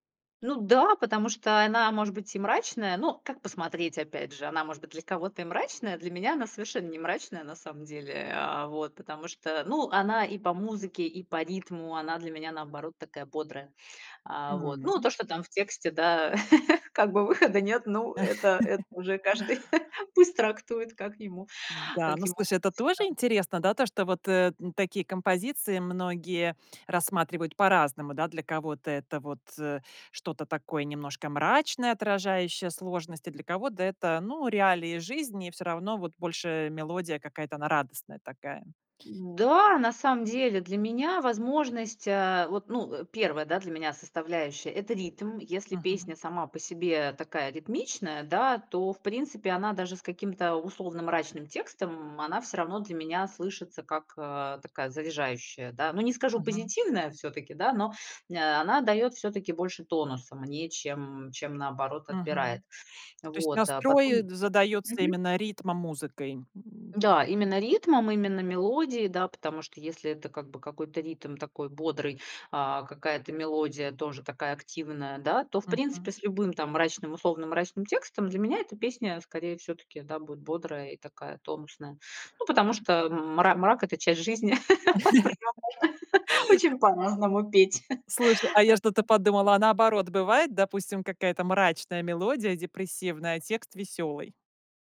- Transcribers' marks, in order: drawn out: "М"; chuckle; laugh; chuckle; laugh; laugh; unintelligible speech; chuckle; unintelligible speech
- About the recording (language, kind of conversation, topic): Russian, podcast, Какая музыка поднимает тебе настроение?